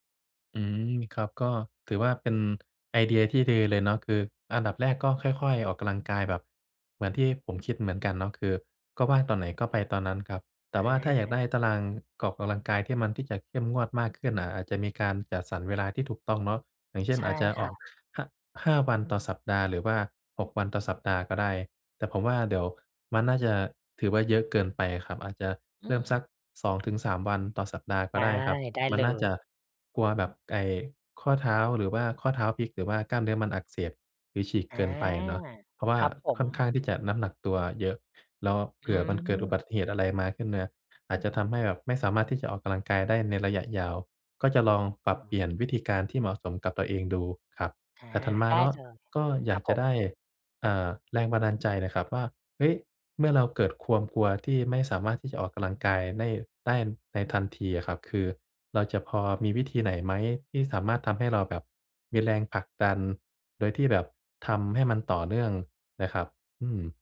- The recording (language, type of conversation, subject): Thai, advice, ถ้าฉันกลัวที่จะเริ่มออกกำลังกายและไม่รู้จะเริ่มอย่างไร ควรเริ่มแบบไหนดี?
- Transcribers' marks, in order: "ออกกำลังกาย" said as "กอกกำลังกาย"; other background noise; unintelligible speech; "ความ" said as "ควม"